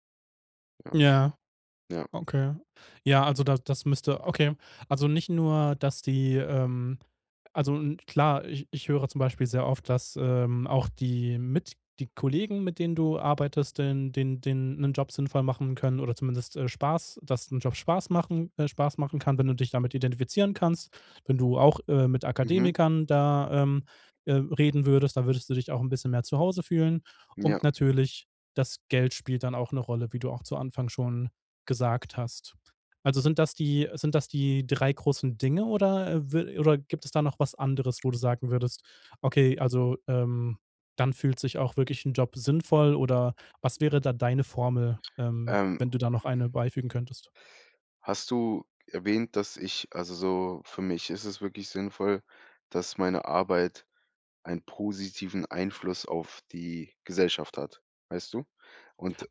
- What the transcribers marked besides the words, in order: other noise; other background noise
- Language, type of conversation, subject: German, podcast, Was macht einen Job für dich sinnvoll?